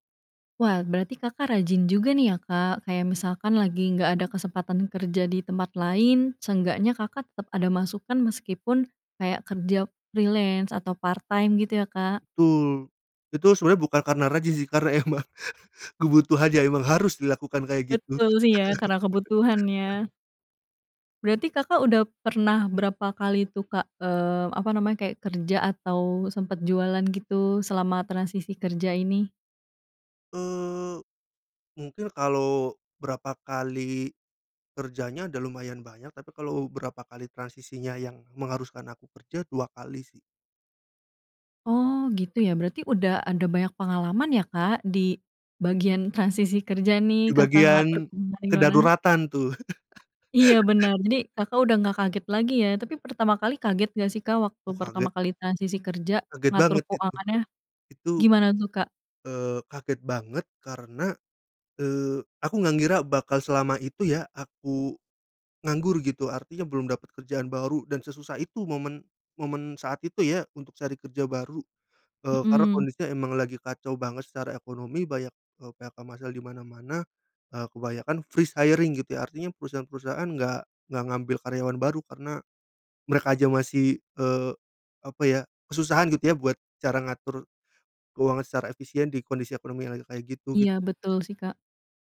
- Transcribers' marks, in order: in English: "freelance"; in English: "part time"; laughing while speaking: "emang"; chuckle; laugh; in English: "freeze hiring"
- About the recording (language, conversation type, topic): Indonesian, podcast, Bagaimana kamu mengatur keuangan saat mengalami transisi kerja?